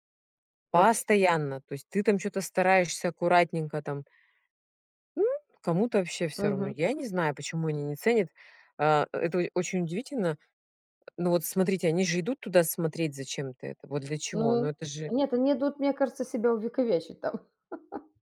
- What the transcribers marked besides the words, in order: other background noise; laugh
- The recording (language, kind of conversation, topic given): Russian, unstructured, Почему некоторых людей раздражают туристы, которые ведут себя неуважительно по отношению к другим?